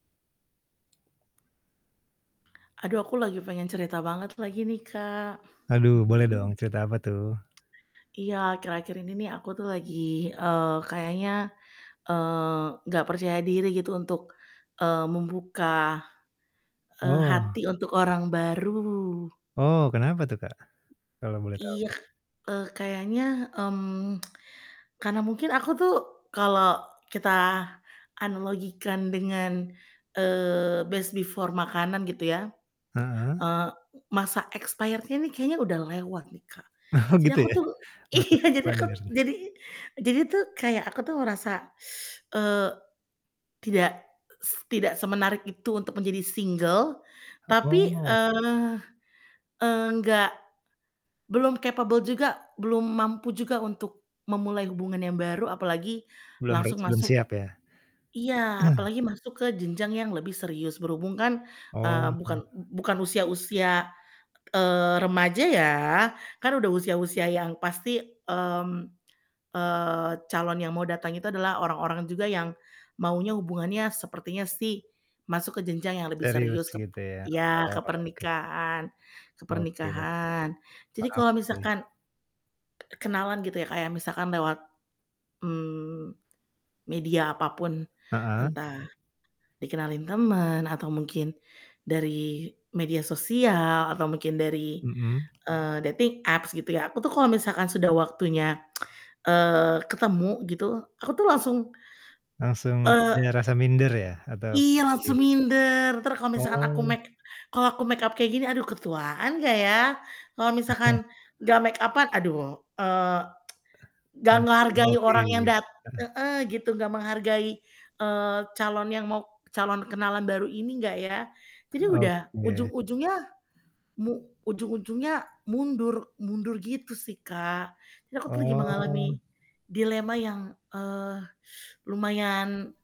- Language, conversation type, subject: Indonesian, advice, Bagaimana cara mengatasi rasa takut memulai kencan karena rendahnya rasa percaya diri?
- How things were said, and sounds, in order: tapping; distorted speech; tsk; in English: "best before"; in English: "expired-nya"; laughing while speaking: "iya"; laughing while speaking: "Oh, gitu ya"; chuckle; in English: "expired"; teeth sucking; in English: "single"; in English: "capable"; other background noise; throat clearing; in English: "dating apps"; tsk; chuckle; tsk; teeth sucking